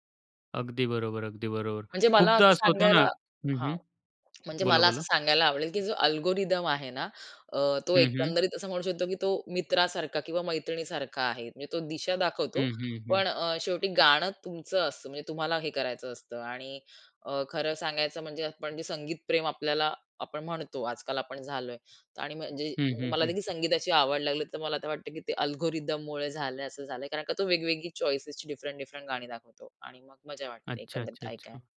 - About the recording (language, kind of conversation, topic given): Marathi, podcast, अल्गोरिदमच्या शिफारशींमुळे तुला किती नवी गाणी सापडली?
- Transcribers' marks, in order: in English: "अल्गोरिथम"; in English: "अल्गोरिथममुळे"; in English: "चॉइसेसची डिफरंट डिफरंट"